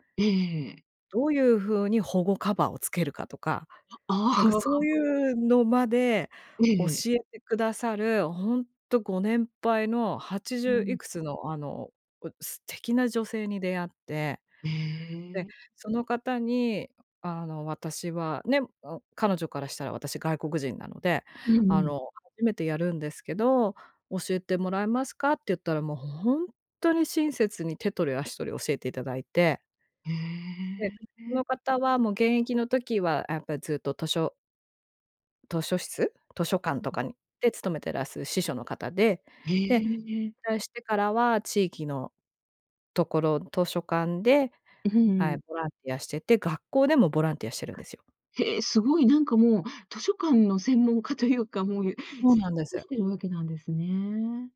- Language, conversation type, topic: Japanese, podcast, 新しい地域で人とつながるには、どうすればいいですか？
- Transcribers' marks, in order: other noise; stressed: "素敵"; other background noise; unintelligible speech